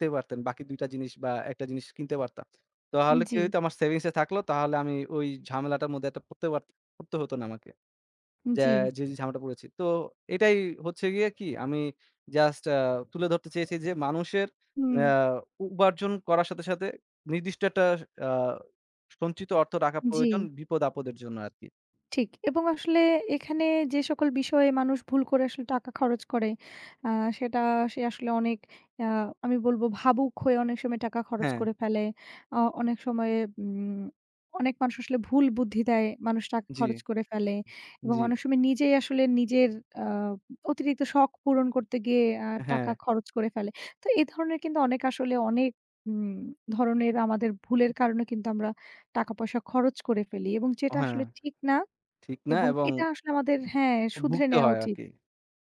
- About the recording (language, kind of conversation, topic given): Bengali, unstructured, টাকা খরচ করার সময় আপনার মতে সবচেয়ে বড় ভুল কী?
- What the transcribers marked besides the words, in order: "তাহলে" said as "তোহালে"; "ঝামেলাটা" said as "ঝামেটা"; "একটা" said as "এট্টাস"